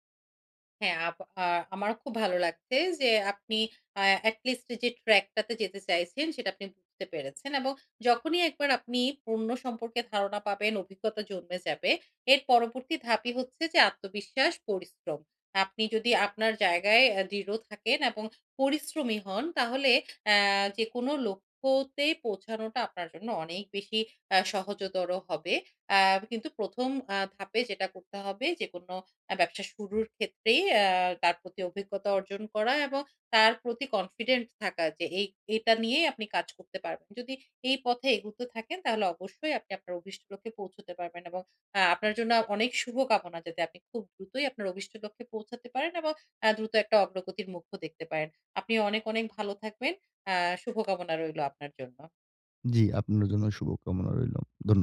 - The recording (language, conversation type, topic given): Bengali, advice, আমি কীভাবে বড় লক্ষ্যকে ছোট ছোট ধাপে ভাগ করে ধাপে ধাপে এগিয়ে যেতে পারি?
- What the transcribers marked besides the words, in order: in English: "এট লিস্ট"; in English: "track"; tapping; in English: "কনফিডেন্ট"